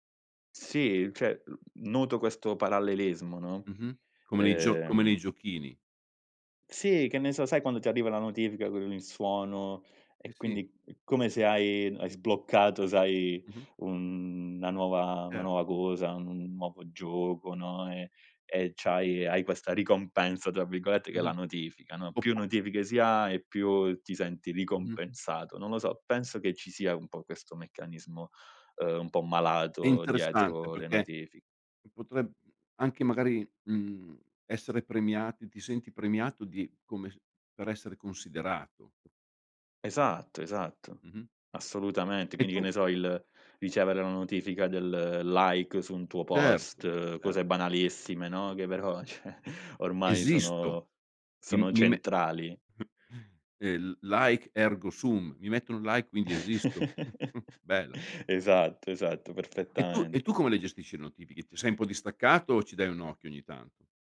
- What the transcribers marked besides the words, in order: "cioè" said as "ceh"; tapping; other background noise; laughing while speaking: "ceh"; "cioè" said as "ceh"; chuckle; in English: "like"; in Latin: "ergo sum"; in English: "like"; chuckle
- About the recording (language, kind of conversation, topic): Italian, podcast, Quali abitudini aiutano a restare concentrati quando si usano molti dispositivi?